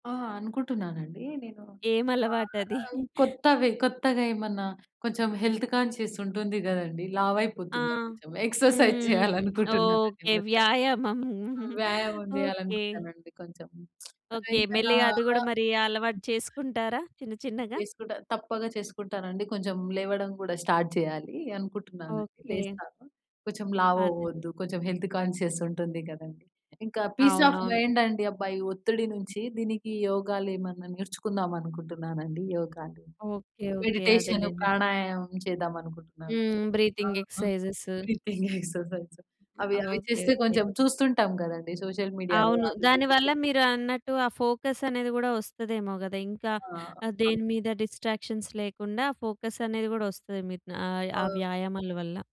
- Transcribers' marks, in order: giggle; in English: "హెల్త్ కాన్షియస్"; in English: "ఎక్సర్సైజ్"; giggle; lip smack; other background noise; in English: "స్టార్ట్"; in English: "హెల్త్ కాన్షియస్"; in English: "పీస్ ఆఫ్ మైండ్"; in English: "బ్రీతింగ్ ఎక్సర్సైజెస్"; giggle; in English: "బ్రీతింగ్ ఎక్సర్సైజ్"; other noise; in English: "సోషల్ మీడియాలో"; in English: "ఫోకస్"; in English: "డిస్ట్రాక్షన్స్"; in English: "ఫోకస్"
- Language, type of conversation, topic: Telugu, podcast, ఒక అలవాటును మార్చుకోవడానికి మొదటి మూడు అడుగులు ఏమిటి?